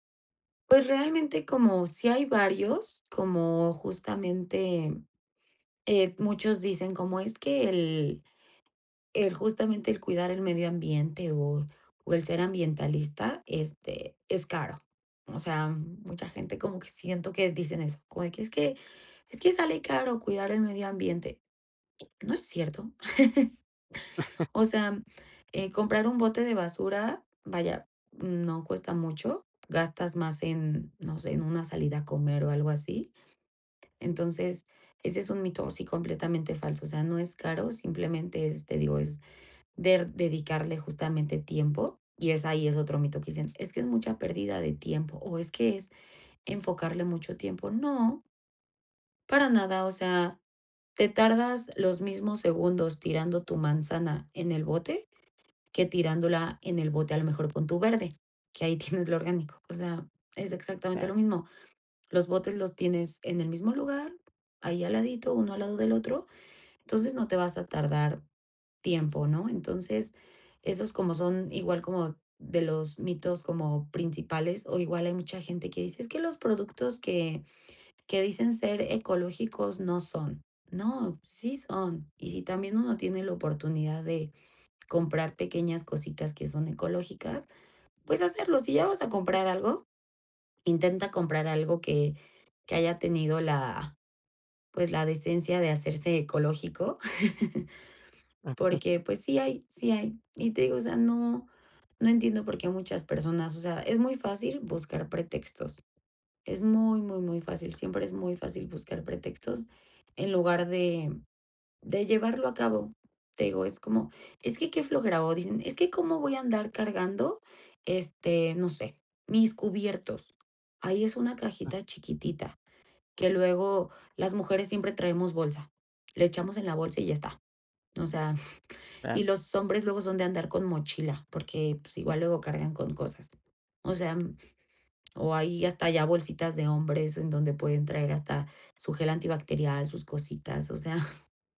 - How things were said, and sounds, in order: chuckle; chuckle; unintelligible speech
- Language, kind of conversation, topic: Spanish, podcast, ¿Cómo reducirías tu huella ecológica sin complicarte la vida?